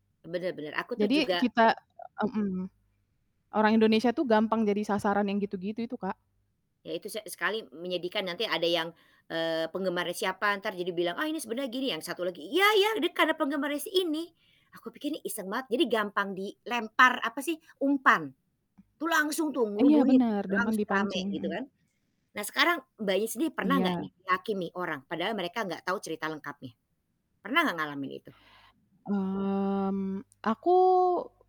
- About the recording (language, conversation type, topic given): Indonesian, unstructured, Mengapa masih banyak orang yang suka menghakimi tanpa mengetahui fakta secara lengkap?
- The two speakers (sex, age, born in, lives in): female, 25-29, Indonesia, Indonesia; female, 50-54, Indonesia, Netherlands
- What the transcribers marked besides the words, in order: mechanical hum; static; other background noise; "ngerubungin" said as "ngerubunin"; drawn out: "Mmm"